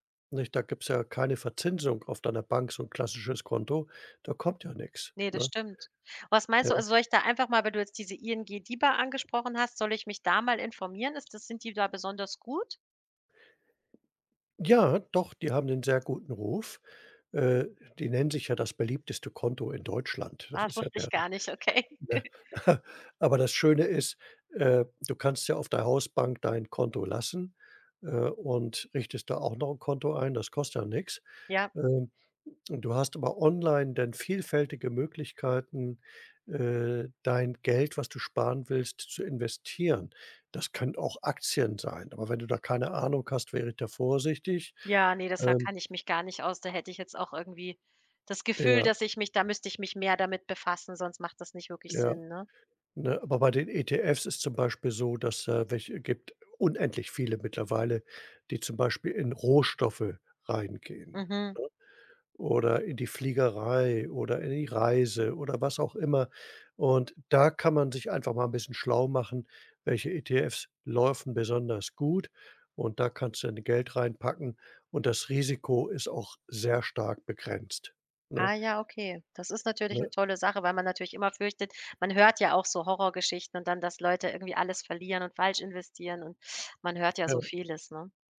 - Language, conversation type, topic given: German, advice, Wie kann ich meine Ausgaben reduzieren, wenn mir dafür die Motivation fehlt?
- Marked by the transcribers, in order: tapping; laughing while speaking: "Okay"; chuckle; other background noise